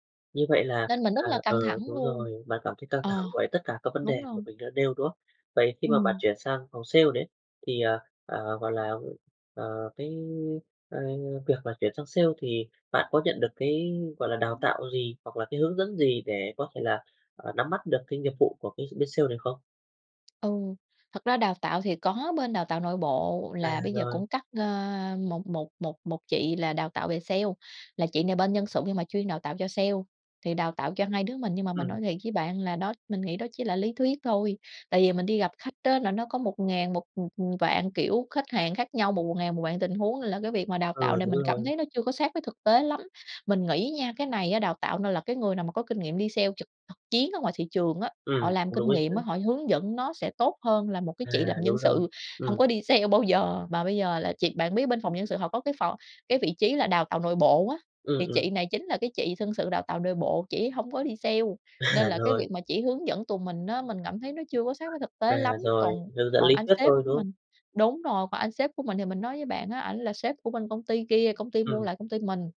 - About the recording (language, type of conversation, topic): Vietnamese, advice, Bạn cần thích nghi như thế nào khi công ty tái cấu trúc làm thay đổi vai trò hoặc môi trường làm việc của bạn?
- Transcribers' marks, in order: tapping; laughing while speaking: "sale"; other background noise; laughing while speaking: "À"